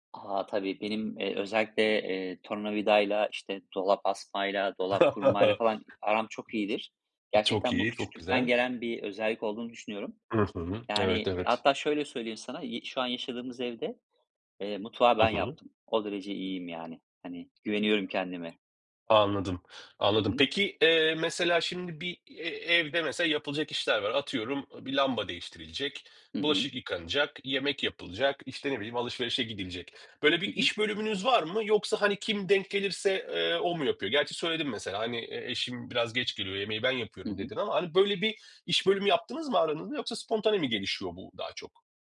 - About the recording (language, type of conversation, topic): Turkish, podcast, Eşler arasında iş bölümü nasıl adil bir şekilde belirlenmeli?
- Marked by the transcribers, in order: chuckle; other background noise; background speech